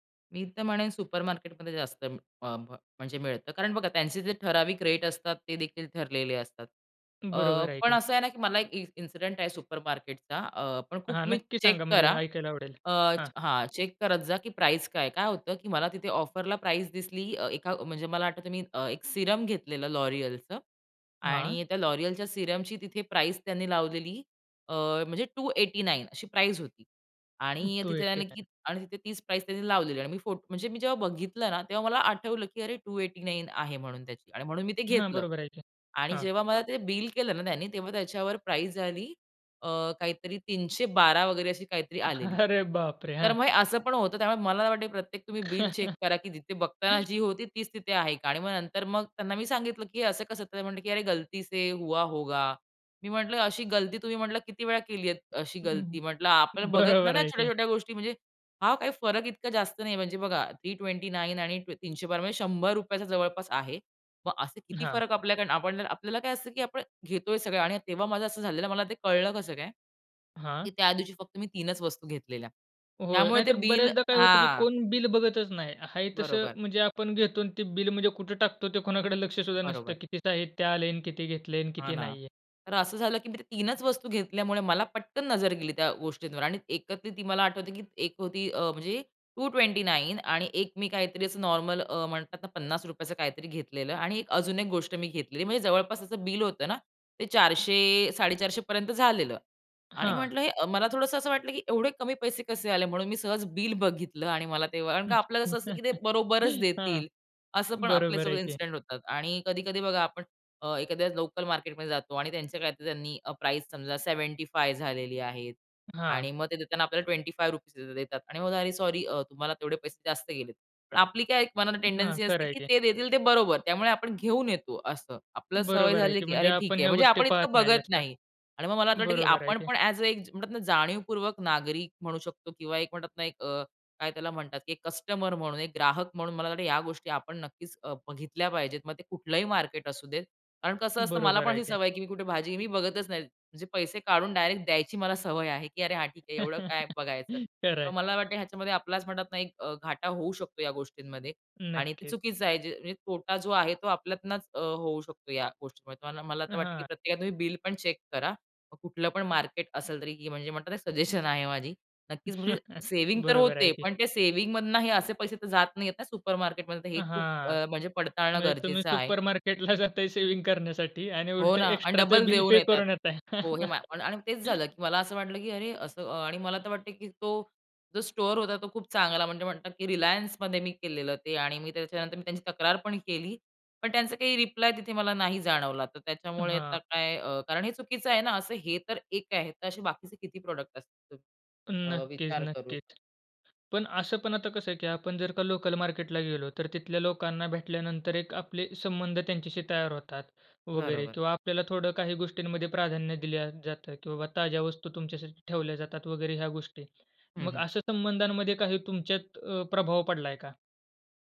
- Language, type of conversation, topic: Marathi, podcast, लोकल बाजार आणि सुपरमार्केट यांपैकी खरेदीसाठी तुम्ही काय निवडता?
- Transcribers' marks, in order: in English: "सुपर मार्केटमध्ये"; in English: "रेट"; in English: "इन्सिडेंट"; in English: "सुपर मार्केटचा"; in English: "चेक"; in English: "चेक"; in English: "ऑफरला"; in English: "सीरम"; in English: "सीरमची"; in English: "टू एटी नाईन"; in English: "टू एटी नाईन"; in English: "टू एटी नाईन"; chuckle; laughing while speaking: "अरे बापरे!"; in English: "चेक"; chuckle; in Hindi: "अरे गलती से हुआ होगा"; laughing while speaking: "बरोबर आहे की"; tapping; in English: "थ्री ट्वेंटी नाईन"; laughing while speaking: "कोणाकडं"; in English: "टू ट्वेंटी नाईन"; horn; chuckle; in English: "इन्सिडंट"; in English: "सेव्हेंटी फाइव्ह"; in English: "ट्वेंटी फाइव्ह रुपीजच"; in English: "टेंडन्सी"; in English: "ॲज अ"; chuckle; in English: "चेक"; in English: "सजेशन"; laughing while speaking: "सजेशन"; chuckle; in English: "सुपर मार्केटमध्ये"; in English: "सुपरमार्केटला"; laughing while speaking: "जाताय"; in English: "डबल"; in English: "पे"; chuckle; in English: "प्रॉडक्ट"